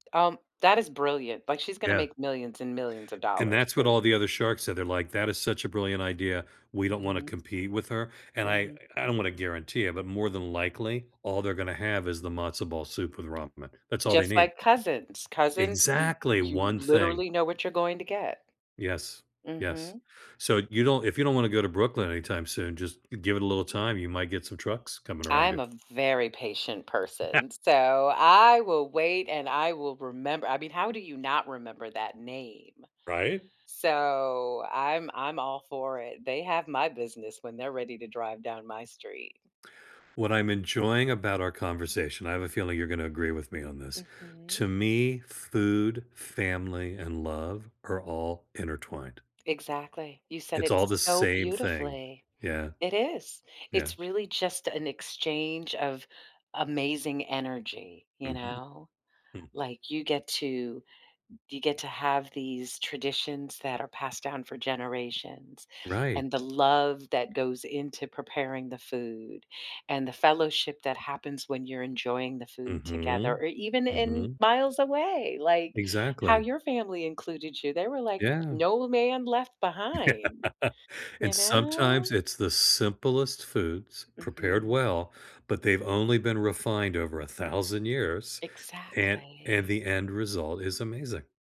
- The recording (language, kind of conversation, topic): English, unstructured, How can I use food to connect with my culture?
- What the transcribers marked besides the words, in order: tapping; other background noise; chuckle; laugh